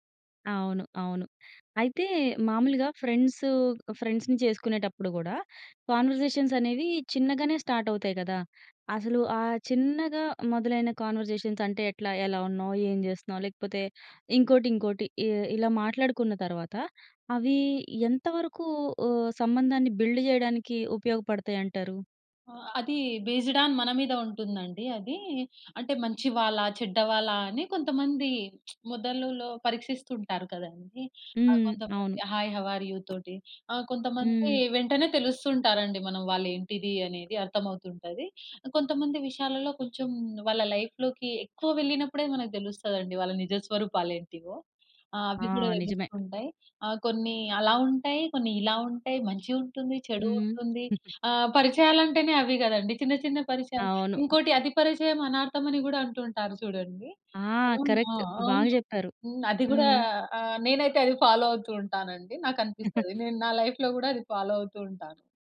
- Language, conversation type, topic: Telugu, podcast, చిన్న చిన్న సంభాషణలు ఎంతవరకు సంబంధాలను బలోపేతం చేస్తాయి?
- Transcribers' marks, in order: in English: "ఫ్రెండ్స్‌ని"; in English: "కాన్వర్జేషన్స్"; in English: "స్టార్ట్"; in English: "కాన్వర్జేషన్స్"; in English: "బిల్డ్"; in English: "బేస్‌డ్ ఆన్"; lip smack; in English: "హాయ్ హౌ ఆర్ యూ"; other background noise; in English: "లైఫ్‌లోకి"; giggle; in English: "కరెక్ట్"; tapping; in English: "ఫాలో"; chuckle; in English: "లైఫ్‌లో"; in English: "ఫాలో"